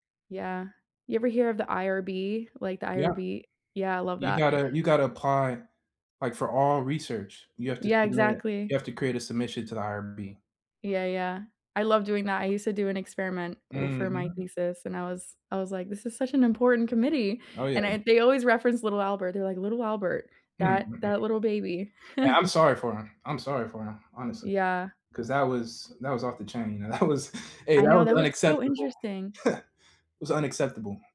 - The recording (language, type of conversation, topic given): English, unstructured, How do you make time for people and hobbies to strengthen social connections?
- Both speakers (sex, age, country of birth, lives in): female, 25-29, United States, United States; male, 20-24, United States, United States
- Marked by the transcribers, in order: tapping; chuckle; other background noise; laughing while speaking: "that was"; chuckle